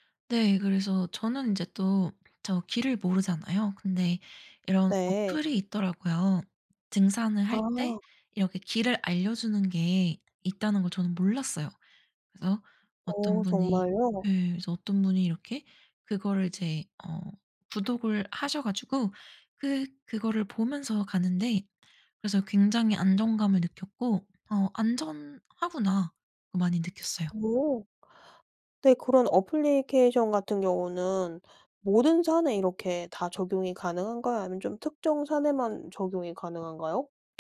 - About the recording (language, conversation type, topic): Korean, podcast, 등산이나 트레킹은 어떤 점이 가장 매력적이라고 생각하시나요?
- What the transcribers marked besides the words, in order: tapping; other background noise